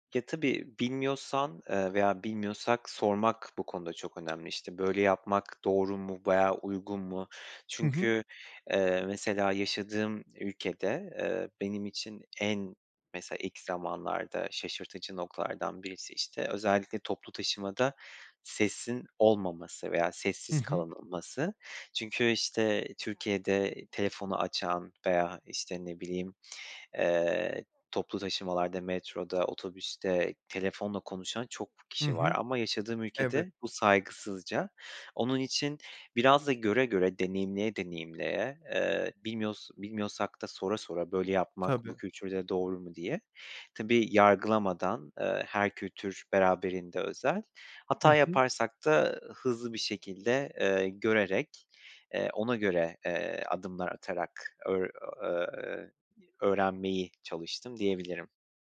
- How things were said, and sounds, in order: tapping
- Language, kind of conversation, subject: Turkish, podcast, Çokkültürlü arkadaşlıklar sana neler kattı?